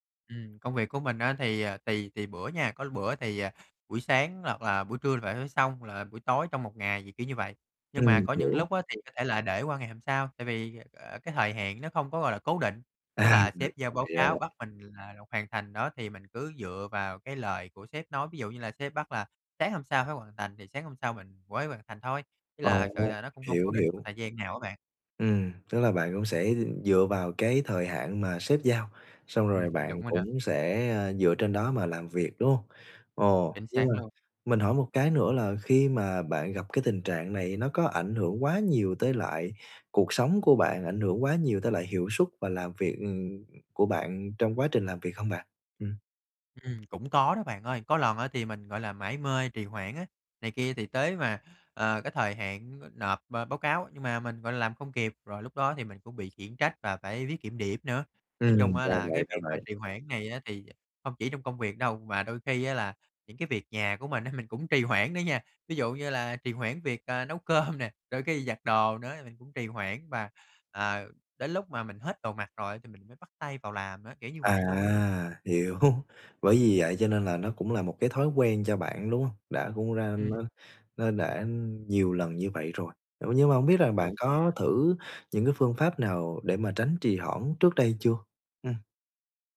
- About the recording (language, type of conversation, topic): Vietnamese, advice, Làm sao để tập trung và tránh trì hoãn mỗi ngày?
- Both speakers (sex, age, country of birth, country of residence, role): male, 20-24, Vietnam, Vietnam, advisor; male, 30-34, Vietnam, Vietnam, user
- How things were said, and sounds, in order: other background noise; background speech; tapping; laughing while speaking: "cơm"; laughing while speaking: "Hiểu"